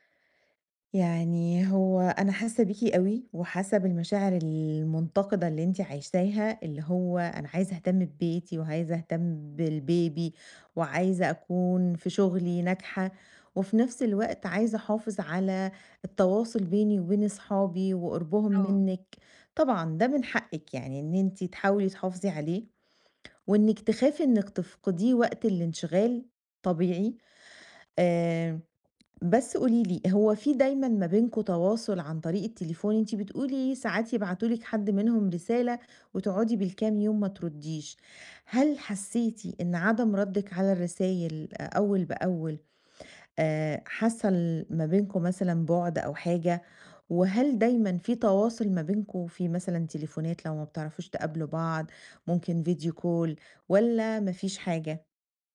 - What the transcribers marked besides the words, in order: "عايشاها" said as "عايسايها"; in English: "بالbaby"; tapping; "حصل" said as "حسل"; in English: "video call"
- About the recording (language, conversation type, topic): Arabic, advice, إزاي أقلّل استخدام الشاشات قبل النوم من غير ما أحس إني هافقد التواصل؟